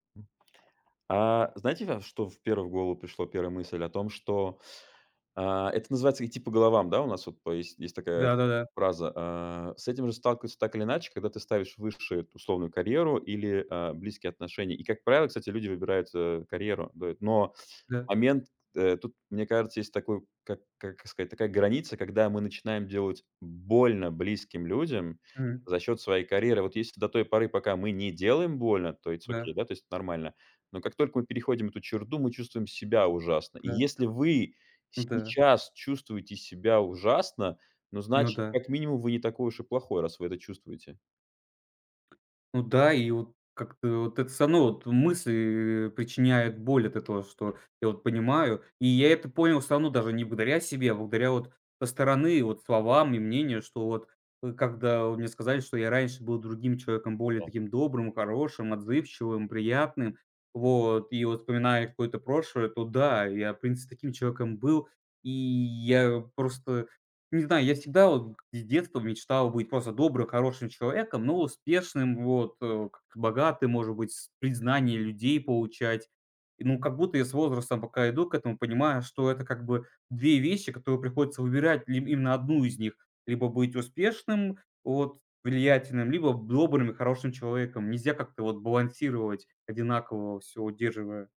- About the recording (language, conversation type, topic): Russian, advice, Как вы описали бы ситуацию, когда ставите карьеру выше своих ценностей и из‑за этого теряете смысл?
- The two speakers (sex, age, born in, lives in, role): male, 20-24, Russia, Estonia, user; male, 40-44, Armenia, United States, advisor
- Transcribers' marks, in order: other noise; other background noise; in English: "it's okay"; "черту" said as "черду"; tapping